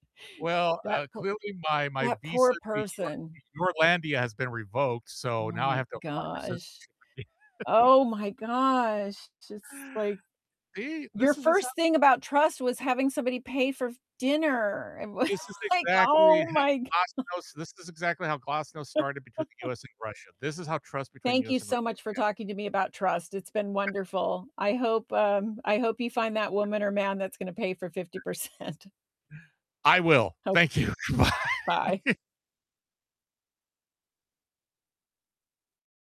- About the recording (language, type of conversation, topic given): English, unstructured, What role does trust play in romantic partnerships?
- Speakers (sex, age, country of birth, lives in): female, 65-69, United States, United States; male, 60-64, United States, United States
- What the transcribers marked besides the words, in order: tapping; distorted speech; laughing while speaking: "again"; unintelligible speech; laughing while speaking: "It was, like, oh my g"; laugh; other noise; laughing while speaking: "fifty percent"; laughing while speaking: "you. Goodbye"; other background noise